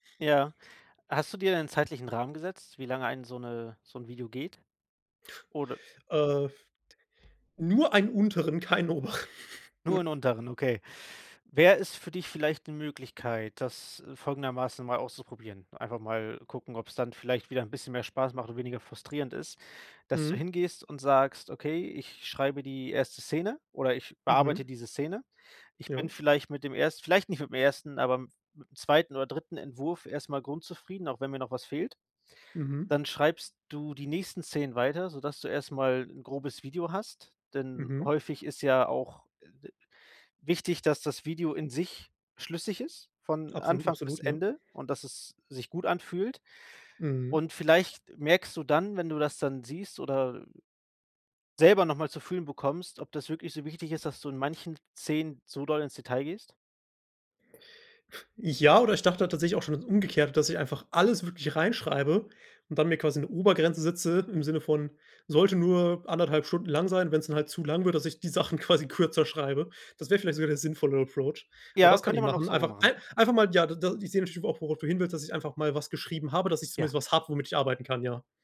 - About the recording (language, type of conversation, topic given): German, advice, Wie blockiert dich Perfektionismus bei deinen Projekten und wie viel Stress verursacht er dir?
- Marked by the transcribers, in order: chuckle; laughing while speaking: "die Sachen quasi kürzer schreibe"; in English: "Approach"